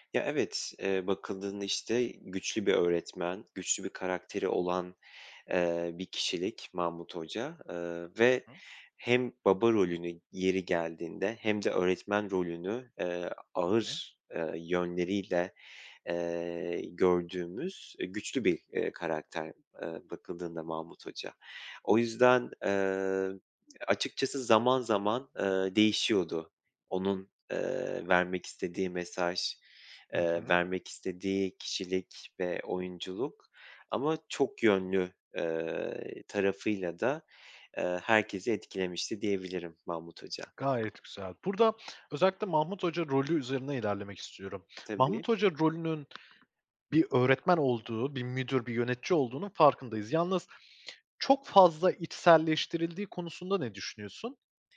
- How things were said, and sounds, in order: other background noise; tapping
- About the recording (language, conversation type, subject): Turkish, podcast, Yeşilçam veya eski yerli filmler sana ne çağrıştırıyor?